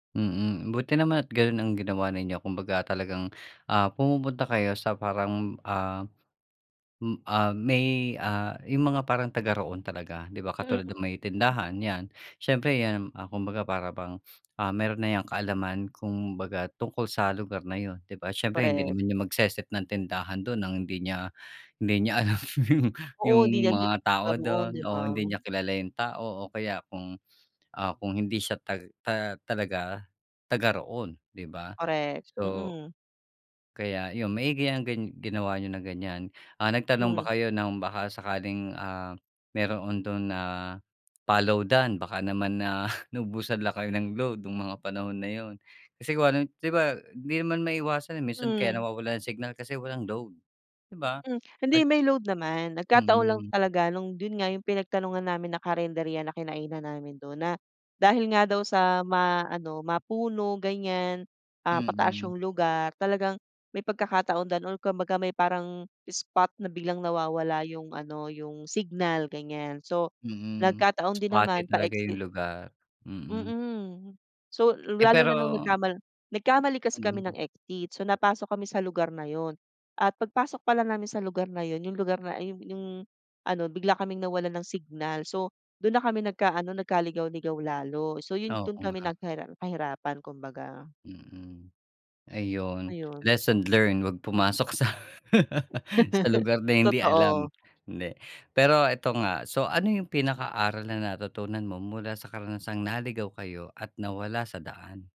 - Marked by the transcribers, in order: other background noise; tapping; laughing while speaking: "alam"; chuckle; laugh
- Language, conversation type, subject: Filipino, podcast, Paano ka naghahanap ng tamang daan kapag walang signal?